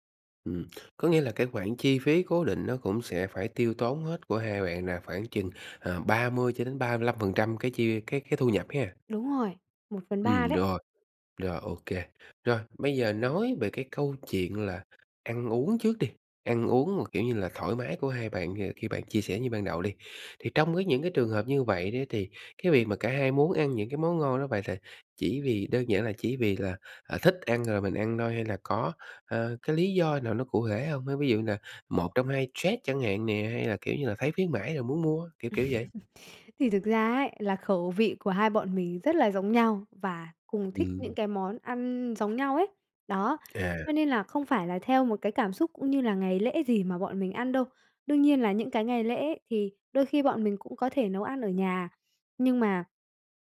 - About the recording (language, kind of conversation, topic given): Vietnamese, advice, Làm thế nào để cải thiện kỷ luật trong chi tiêu và tiết kiệm?
- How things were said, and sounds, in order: tapping; laugh; other background noise